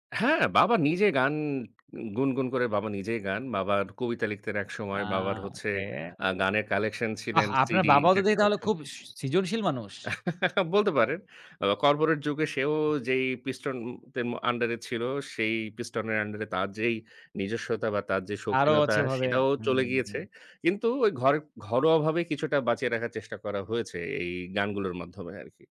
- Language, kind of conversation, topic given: Bengali, podcast, কোন গান তোমাকে তোমার মায়ের কণ্ঠের স্মৃতি মনে করায়?
- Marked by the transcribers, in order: stressed: "হ্যাঁ"; drawn out: "গান"; stressed: "আহ"; giggle; laughing while speaking: "বলতে পারেন"